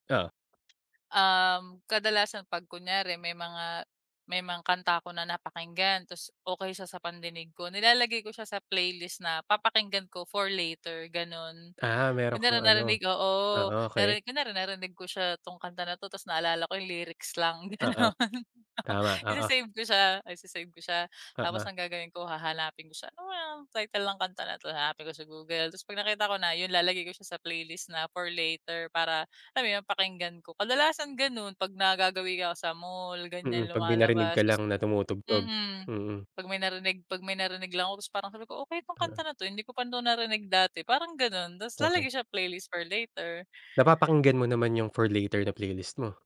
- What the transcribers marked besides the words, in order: laughing while speaking: "ganon"
- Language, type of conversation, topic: Filipino, podcast, Paano mo binubuo ang perpektong talaan ng mga kanta na babagay sa iyong damdamin?